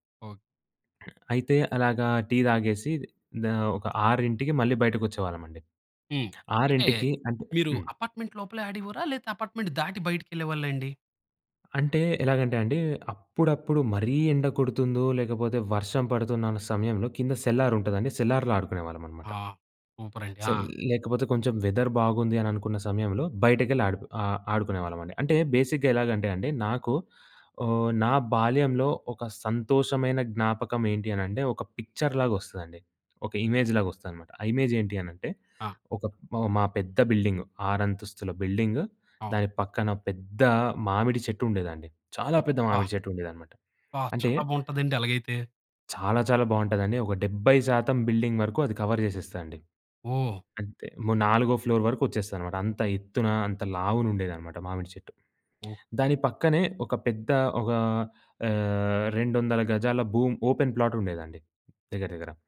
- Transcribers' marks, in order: other noise; tapping; in English: "అపార్ట్‌మెంట్"; in English: "అపార్ట్‌మెంట్"; in English: "సెల్లార్"; in English: "సెల్లార్‌లో"; in English: "సూపర్"; in English: "వెదర్"; in English: "బేసిక్‌గా"; in English: "పిక్చర్‌లాగా"; in English: "ఇమేజ్‌లాగా"; in English: "ఇమేజ్"; in English: "బిల్డింగ్"; in English: "బిల్డింగ్"; in English: "కవర్"; in English: "ఫ్లోర్"; in English: "ఓపెన్ ప్లాట్"
- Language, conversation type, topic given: Telugu, podcast, మీ బాల్యంలో మీకు అత్యంత సంతోషాన్ని ఇచ్చిన జ్ఞాపకం ఏది?